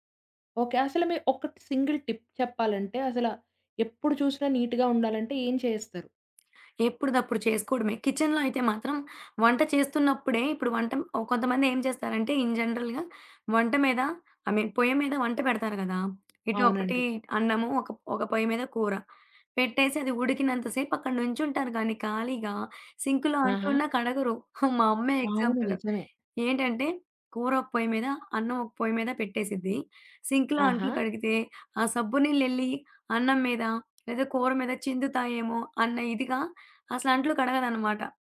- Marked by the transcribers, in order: in English: "సింగిల్ టిప్"; tapping; in English: "కిచెన్‌లో"; in English: "ఇన్ జనరల్‌గా"; in English: "ఐ మీన్"
- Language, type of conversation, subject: Telugu, podcast, 10 నిమిషాల్లో రోజూ ఇల్లు సర్దేసేందుకు మీ చిట్కా ఏమిటి?